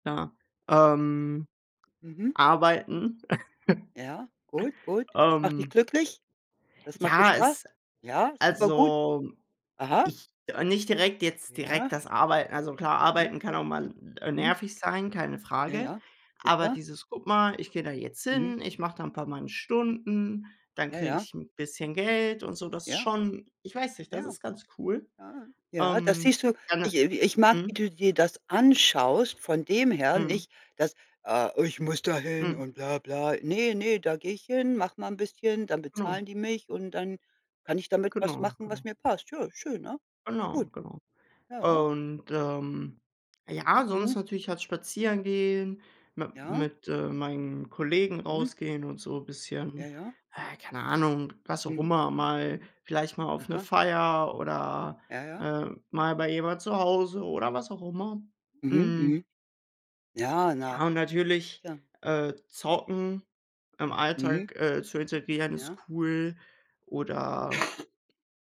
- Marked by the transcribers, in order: other background noise; chuckle; other noise; put-on voice: "ich muss da hin und bla bla"
- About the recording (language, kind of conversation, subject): German, unstructured, Was macht dich in deinem Alltag glücklich?